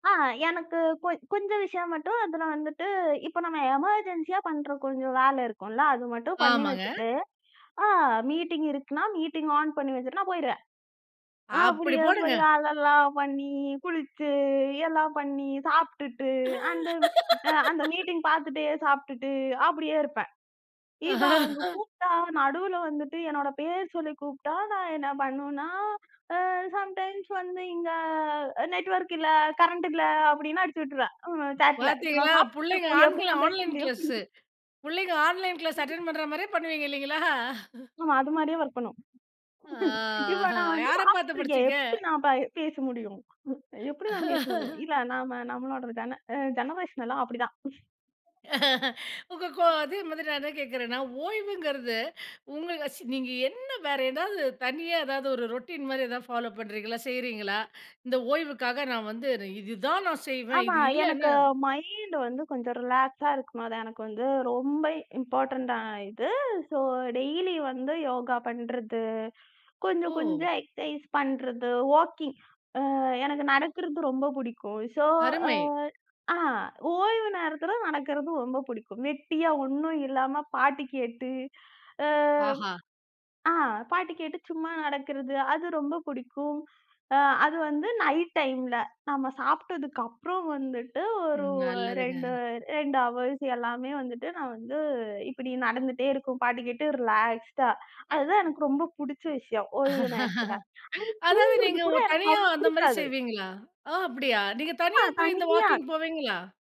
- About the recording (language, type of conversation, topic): Tamil, podcast, நீங்கள் ஓய்வெடுக்க தினசரி என்ன பழக்கங்களைப் பின்பற்றுகிறீர்கள்?
- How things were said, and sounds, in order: in English: "எமர்ஜென்சியாப்"; in English: "மீட்டிங்"; in English: "மீட்டிங் ஆன்"; drawn out: "பண்ணி"; laugh; in English: "மீட்டிங்"; laugh; in English: "சம்டைம்ஸ்"; in English: "நெட்வொர்க்"; tapping; in English: "ஆன்லைன் க்ளாஸ்ஸு"; laugh; in English: "ஆன்லைன் க்ளாஸ் அட்டென்ட்"; other noise; chuckle; in English: "வொர்க்"; laugh; unintelligible speech; laugh; in English: "ஜெனரேசன்"; laugh; in English: "ரொட்டின்"; in English: "ஃபாலோ"; in English: "ரிலாக்ஸா"; in English: "இம்பார்டன்ட்"; in English: "ஹவர்ஸ்"; in English: "ரிலாக்ஸ்டா"; laugh; unintelligible speech